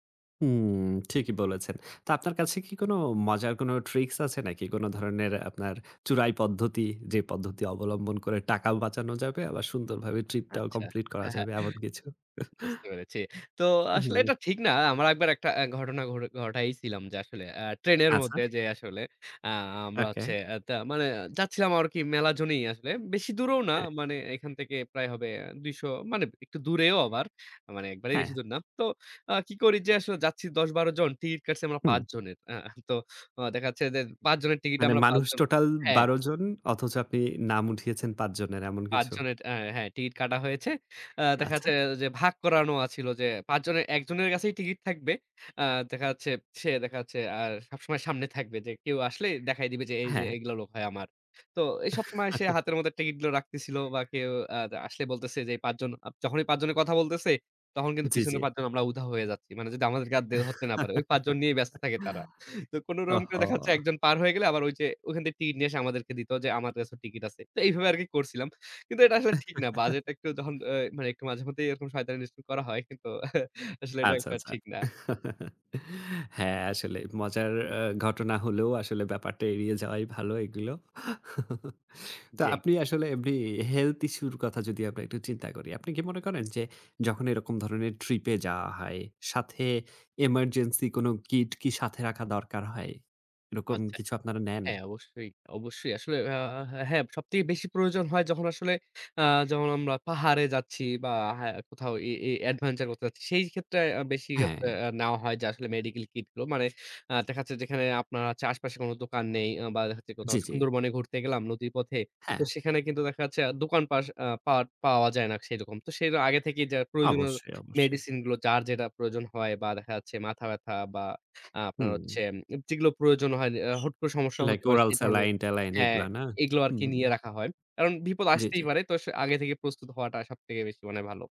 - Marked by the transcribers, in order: chuckle; laughing while speaking: "আহ?"; laugh; laugh; laughing while speaking: "তো কোন রকম করে দেখা যাচ্ছে এক জন পার হয়ে গেলে"; laugh; laughing while speaking: "আসলে, এটা একটা ঠিক না"; chuckle; chuckle; in English: "health issue"; in English: "adventure"; other background noise; in English: "Like, oral"
- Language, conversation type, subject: Bengali, podcast, বাজেট কম থাকলে কীভাবে মজা করে ভ্রমণ করবেন?